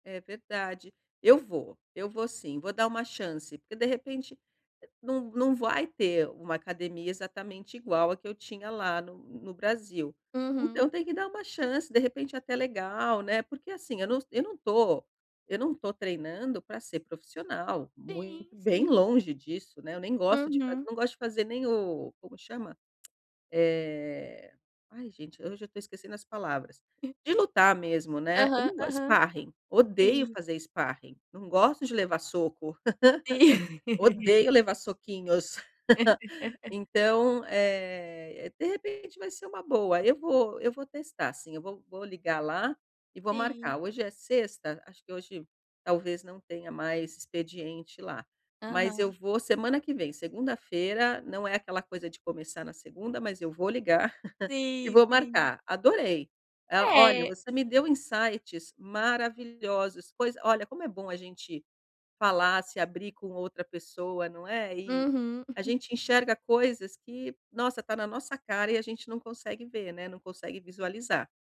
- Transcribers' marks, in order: tongue click; chuckle; in English: "Sparring"; in English: "Sparring"; laugh; chuckle; laugh; in English: "insights"; chuckle
- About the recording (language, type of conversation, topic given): Portuguese, advice, Como posso retomar hábitos sem me desanimar?